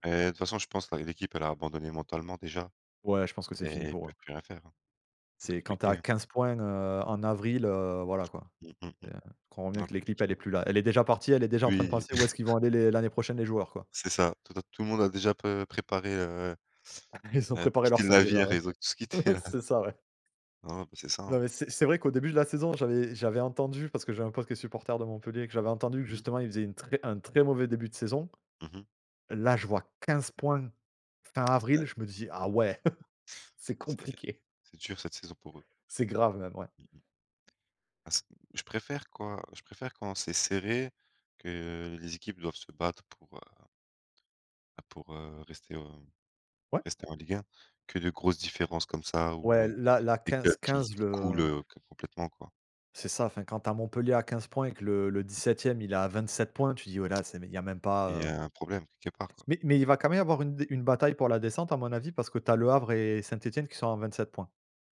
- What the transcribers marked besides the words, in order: other background noise; chuckle; chuckle; chuckle; laughing while speaking: "là"; tapping; stressed: "quinze points"; chuckle; laughing while speaking: "c'est compliqué"
- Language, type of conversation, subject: French, unstructured, Comment les plateformes de streaming ont-elles changé votre façon de regarder des films ?